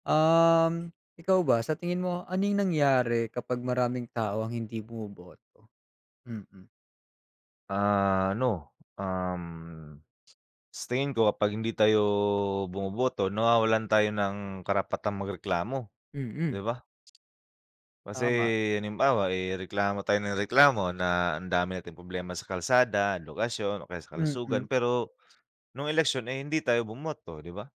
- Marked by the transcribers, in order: drawn out: "Ano, um"; drawn out: "tayo"; drawn out: "Kasi"
- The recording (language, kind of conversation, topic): Filipino, unstructured, Paano mo ipaliliwanag ang kahalagahan ng pagboto sa halalan?